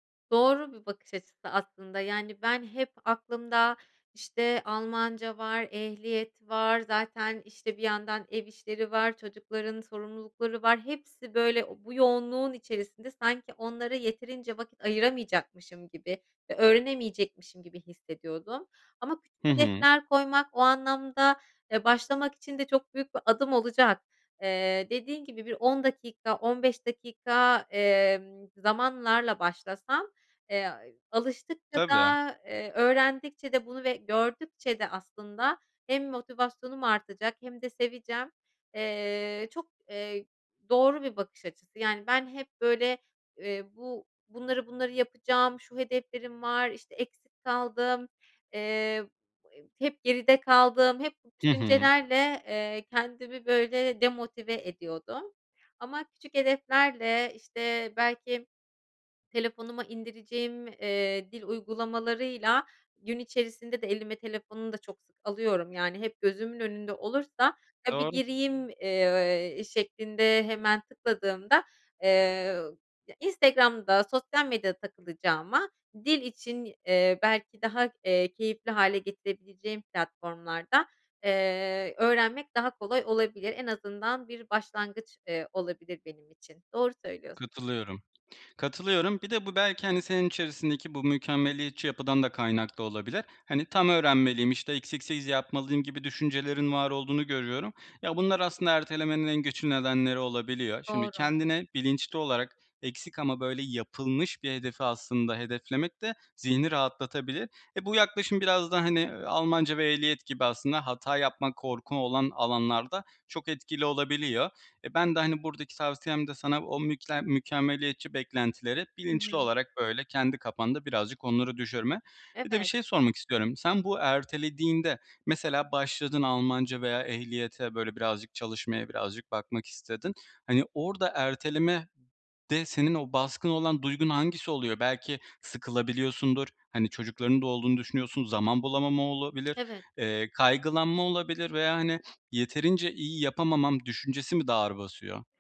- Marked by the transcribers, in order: tapping; sniff
- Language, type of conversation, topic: Turkish, advice, Görevleri sürekli bitiremiyor ve her şeyi erteliyorsam, okulda ve işte zorlanırken ne yapmalıyım?